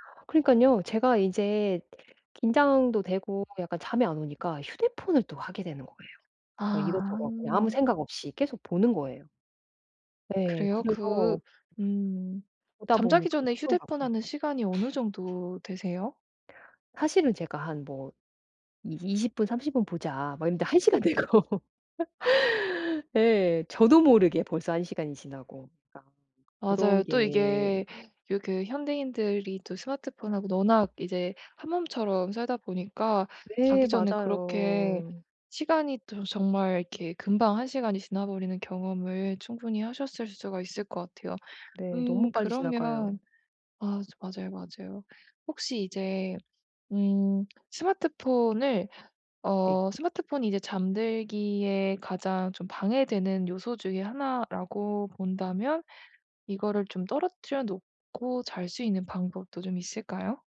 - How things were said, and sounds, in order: other background noise; tapping; unintelligible speech; sniff; other noise; laugh
- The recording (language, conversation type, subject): Korean, advice, 잠들기 전에 긴장을 효과적으로 푸는 방법은 무엇인가요?